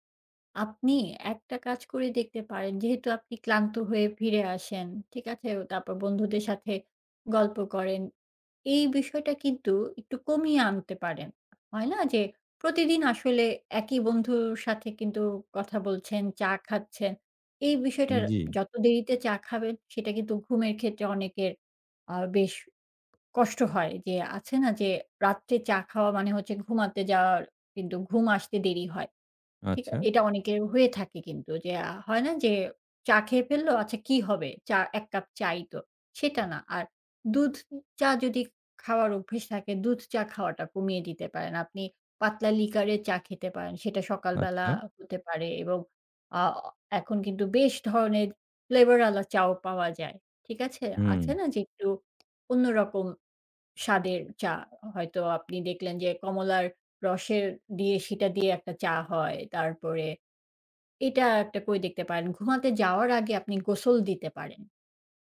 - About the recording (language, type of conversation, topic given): Bengali, advice, নিয়মিত দেরিতে ওঠার কারণে কি আপনার দিনের অনেকটা সময় নষ্ট হয়ে যায়?
- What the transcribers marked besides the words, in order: tapping